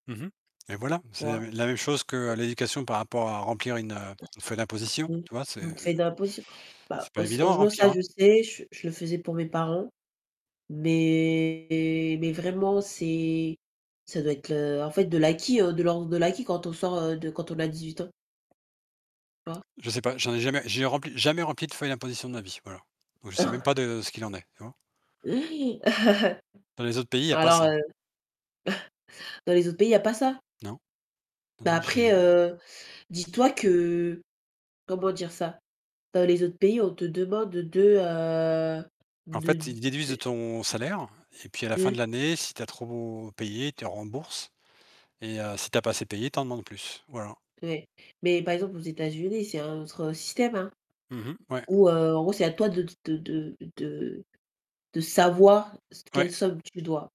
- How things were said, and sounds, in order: other background noise; unintelligible speech; distorted speech; chuckle; laugh; chuckle; unintelligible speech
- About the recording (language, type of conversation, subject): French, unstructured, Comment convaincre quelqu’un de se préparer à sa fin de vie ?